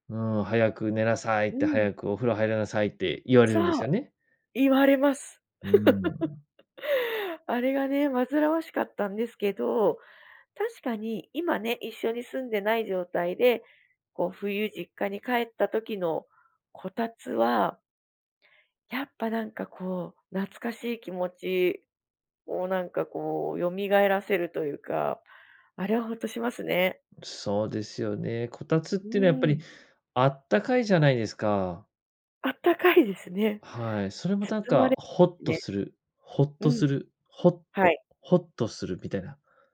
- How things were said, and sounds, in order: laugh
- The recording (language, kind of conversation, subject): Japanese, podcast, 夜、家でほっとする瞬間はいつですか？